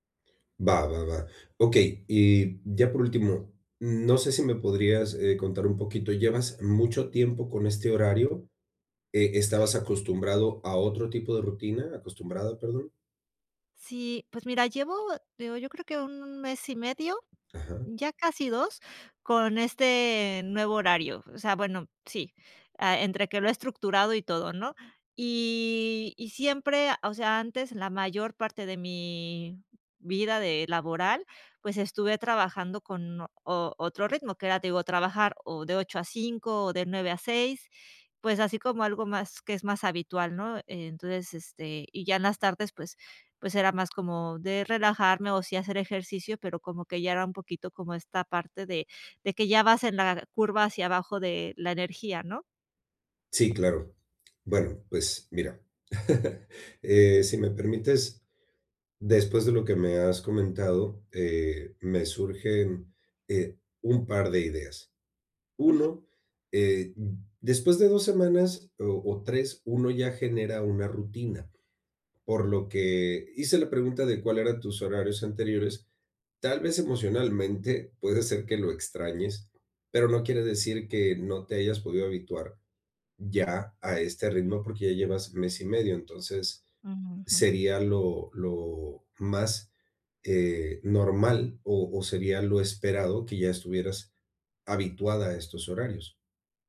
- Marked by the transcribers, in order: chuckle
- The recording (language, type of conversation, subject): Spanish, advice, ¿Cómo puedo crear una rutina para mantener la energía estable todo el día?